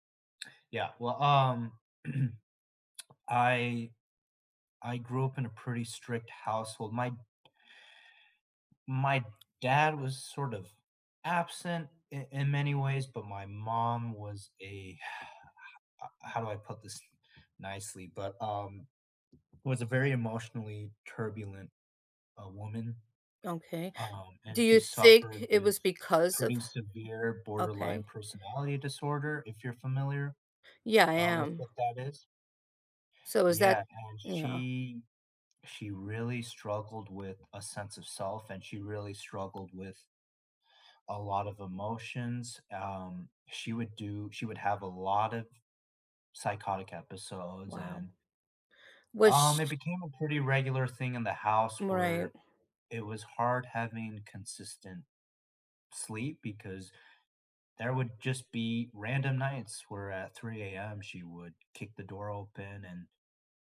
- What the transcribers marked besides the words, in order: throat clearing; tapping; sigh; other background noise
- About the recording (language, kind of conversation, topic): English, unstructured, How do you feel when others don’t respect your past experiences?